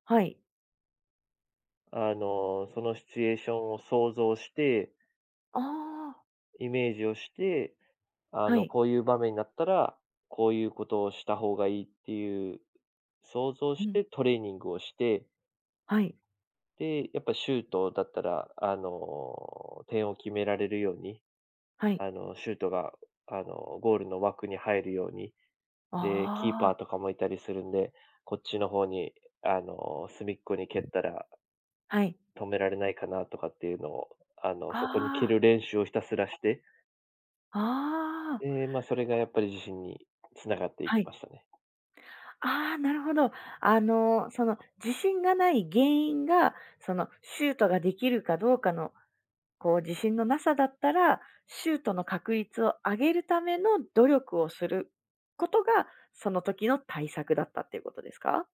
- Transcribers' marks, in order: other noise; other background noise; tapping
- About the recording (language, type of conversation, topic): Japanese, podcast, 自信がないとき、具体的にどんな対策をしていますか?